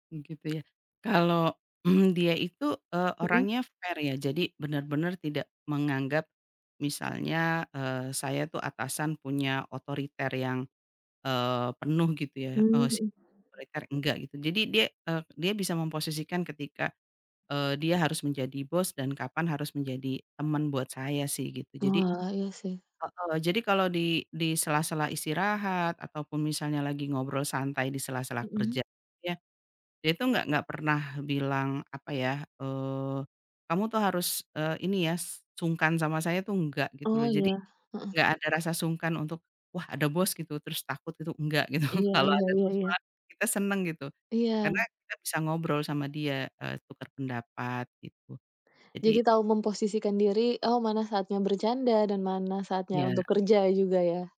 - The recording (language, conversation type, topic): Indonesian, podcast, Cerita tentang bos atau manajer mana yang paling berkesan bagi Anda?
- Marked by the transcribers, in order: cough; in English: "fair"; other background noise